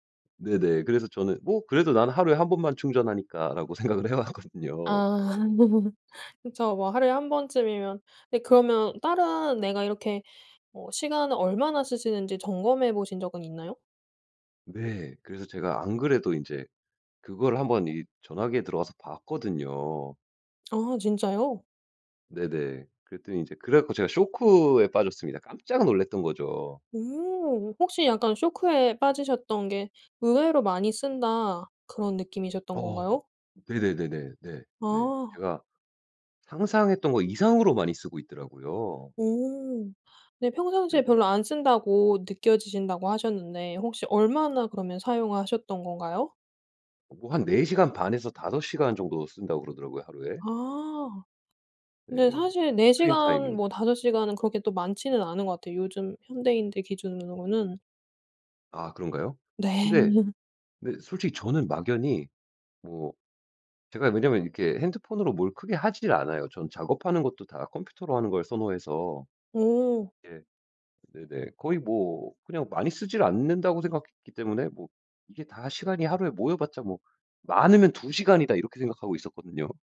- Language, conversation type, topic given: Korean, podcast, 화면 시간을 줄이려면 어떤 방법을 추천하시나요?
- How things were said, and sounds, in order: laughing while speaking: "생각을 해 왔거든요"; laugh; laughing while speaking: "네"